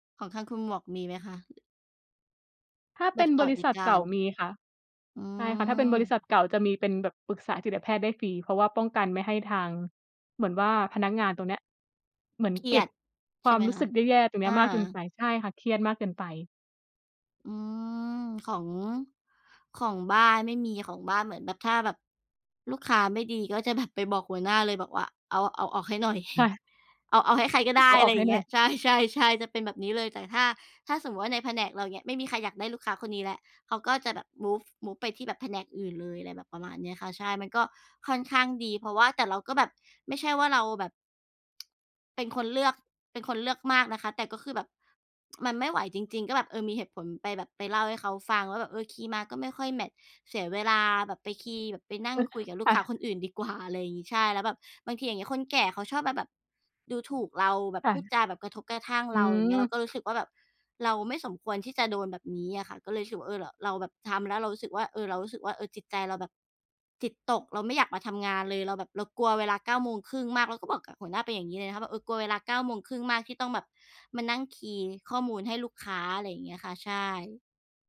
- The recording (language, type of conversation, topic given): Thai, unstructured, คุณทำส่วนไหนของงานแล้วรู้สึกสนุกที่สุด?
- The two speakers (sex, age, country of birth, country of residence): female, 25-29, Thailand, Thailand; female, 35-39, Thailand, Thailand
- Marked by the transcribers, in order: chuckle; tapping; in English: "Move Move"; laugh